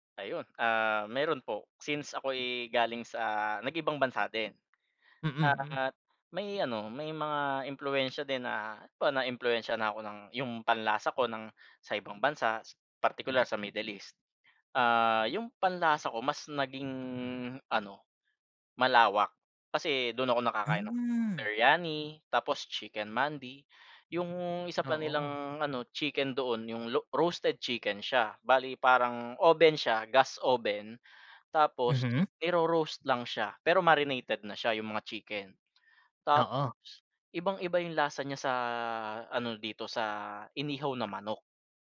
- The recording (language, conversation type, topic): Filipino, unstructured, Ano ang papel ng pagkain sa ating kultura at pagkakakilanlan?
- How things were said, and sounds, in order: other background noise